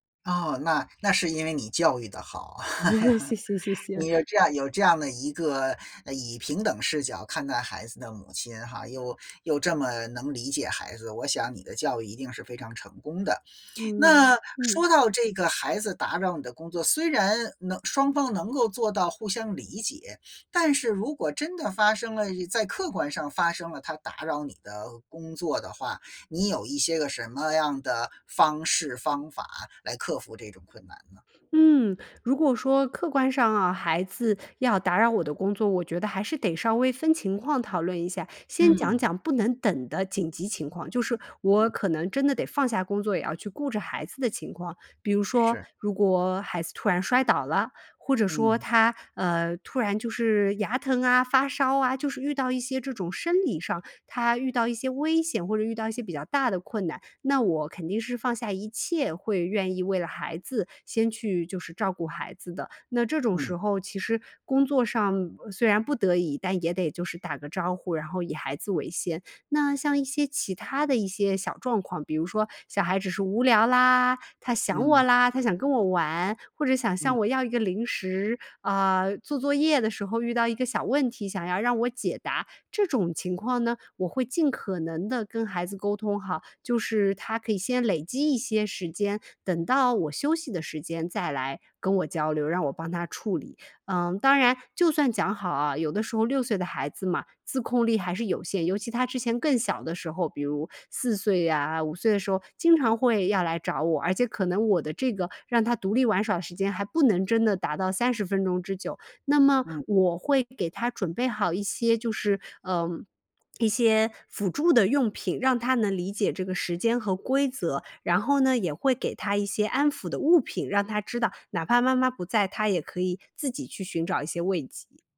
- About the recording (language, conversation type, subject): Chinese, podcast, 遇到孩子或家人打扰时，你通常会怎么处理？
- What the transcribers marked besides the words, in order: laugh; other background noise